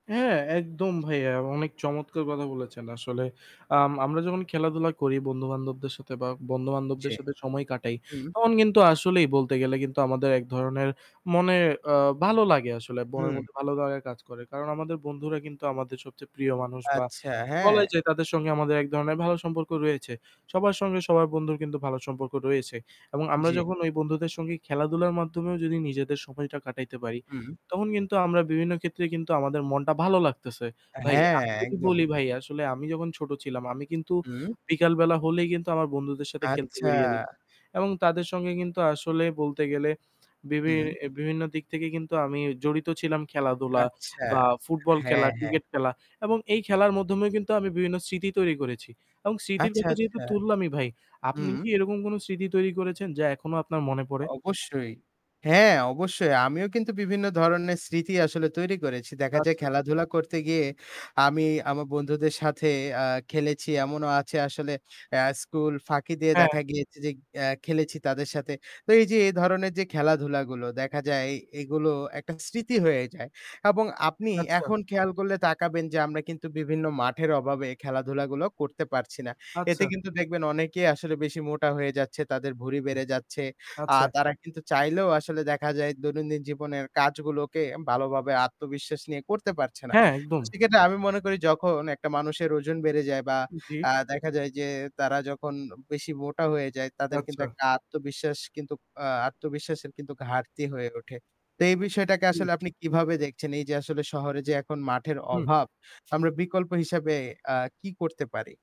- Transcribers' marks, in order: static; "বনের" said as "মনের"; "মধ্যমেই" said as "মাধ্যমেই"; distorted speech
- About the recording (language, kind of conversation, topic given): Bengali, unstructured, খেলাধুলা করলে কীভাবে আত্মবিশ্বাস বাড়ে?